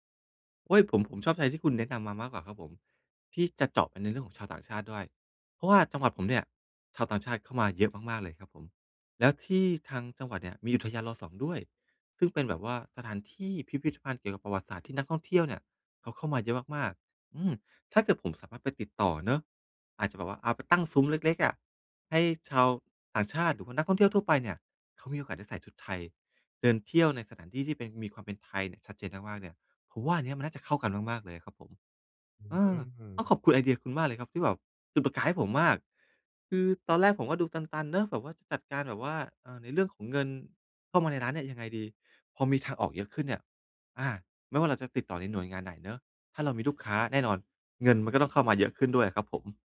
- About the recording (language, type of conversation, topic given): Thai, advice, จะจัดการกระแสเงินสดของธุรกิจให้มั่นคงได้อย่างไร?
- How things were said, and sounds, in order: none